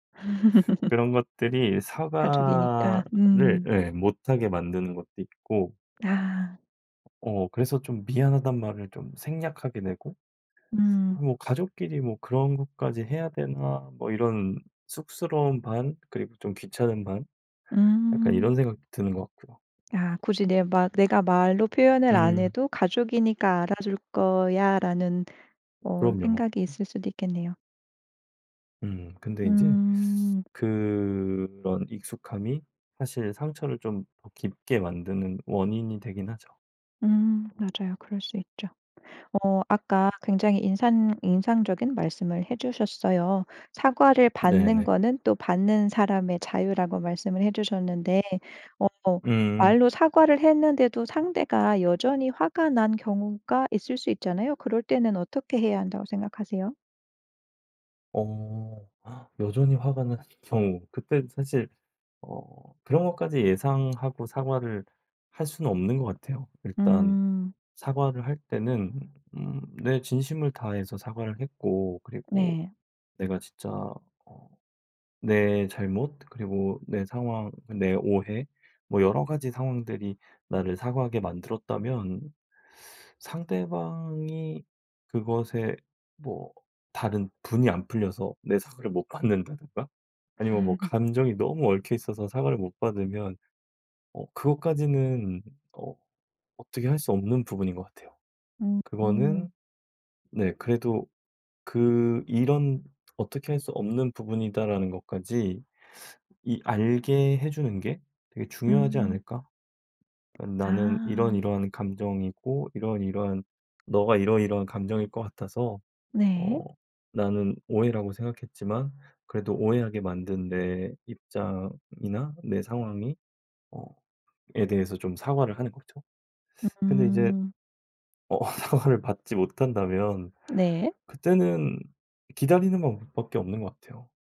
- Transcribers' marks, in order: laugh; other background noise; laughing while speaking: "받는다든가"; laugh; laughing while speaking: "사과를 받지"
- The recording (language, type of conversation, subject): Korean, podcast, 사과할 때 어떤 말이 가장 효과적일까요?